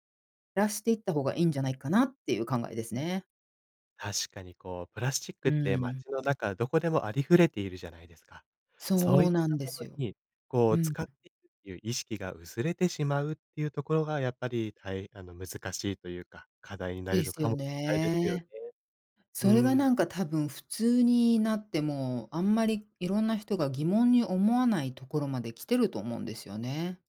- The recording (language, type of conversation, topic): Japanese, podcast, プラスチックごみの問題について、あなたはどう考えますか？
- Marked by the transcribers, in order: other background noise; tapping